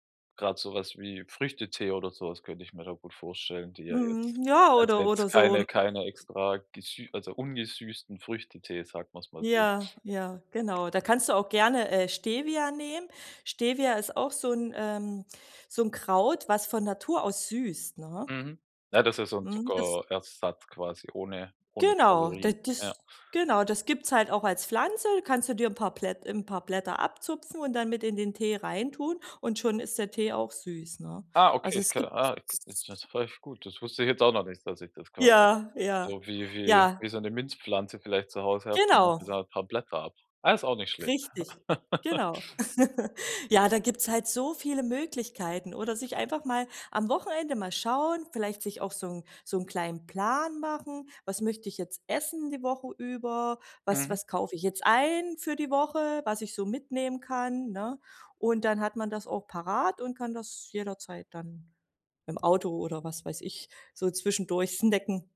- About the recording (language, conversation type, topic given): German, advice, Wie kann ich meinen Zuckerkonsum senken und weniger verarbeitete Lebensmittel essen?
- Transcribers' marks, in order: unintelligible speech; laugh